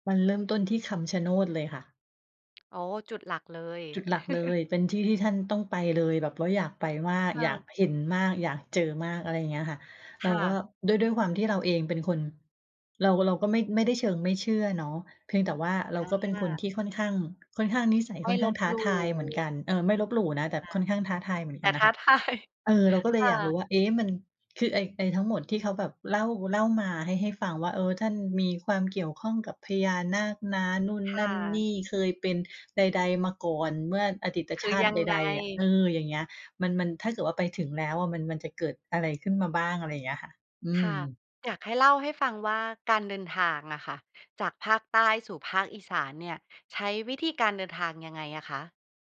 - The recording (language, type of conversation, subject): Thai, podcast, มีสถานที่ไหนที่มีความหมายทางจิตวิญญาณสำหรับคุณไหม?
- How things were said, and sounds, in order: other background noise; chuckle; laughing while speaking: "ท้าทาย"